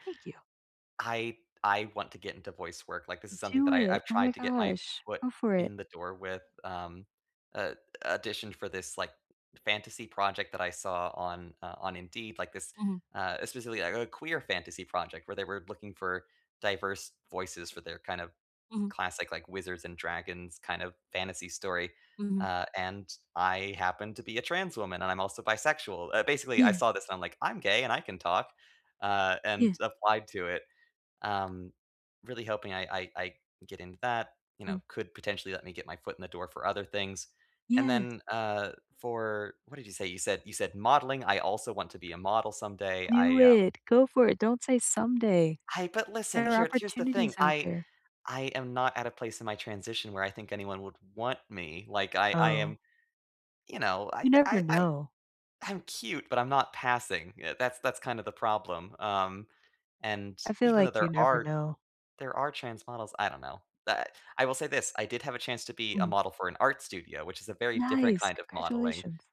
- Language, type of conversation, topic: English, unstructured, Which hobby have you recently rediscovered, what drew you back, and how is it enriching your life now?
- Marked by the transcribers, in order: other background noise; tapping